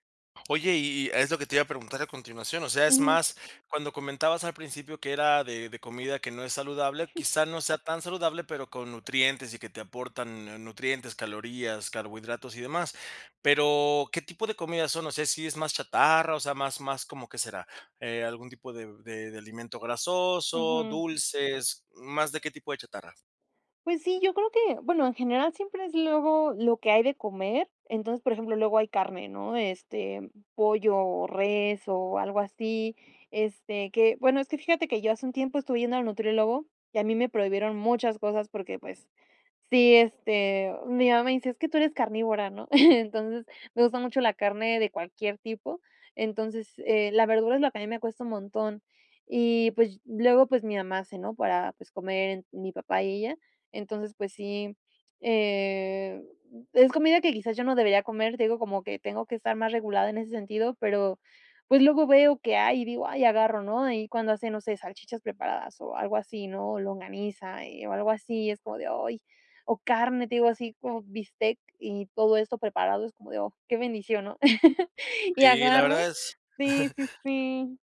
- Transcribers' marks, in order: chuckle; chuckle; other background noise; chuckle; background speech; chuckle
- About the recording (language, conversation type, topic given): Spanish, advice, ¿Cómo puedo manejar el comer por estrés y la culpa que siento después?